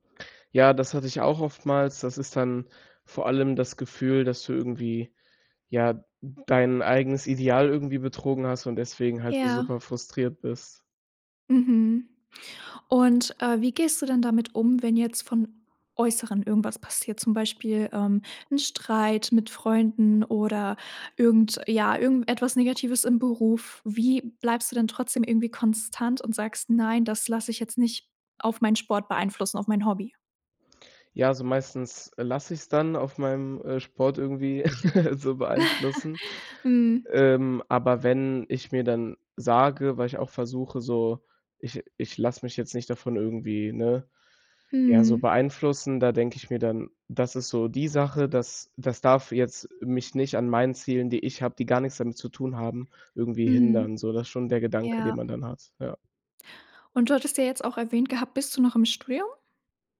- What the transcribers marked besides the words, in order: laugh
- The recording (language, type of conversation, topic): German, podcast, Was tust du, wenn dir die Motivation fehlt?